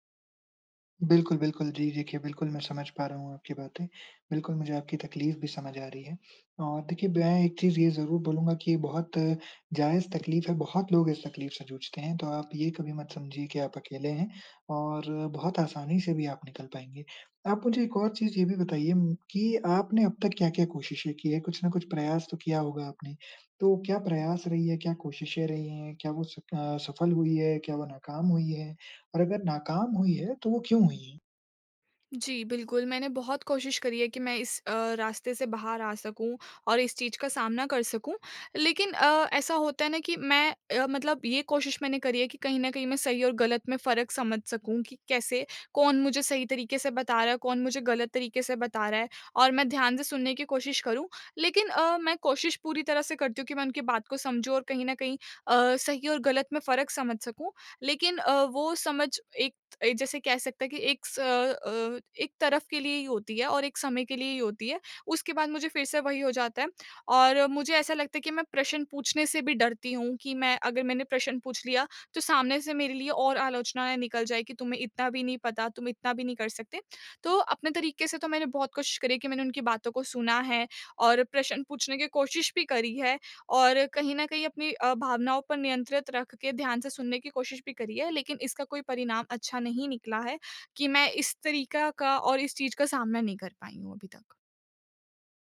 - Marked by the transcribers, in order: none
- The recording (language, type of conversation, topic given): Hindi, advice, मैं शांत रहकर आलोचना कैसे सुनूँ और बचाव करने से कैसे बचूँ?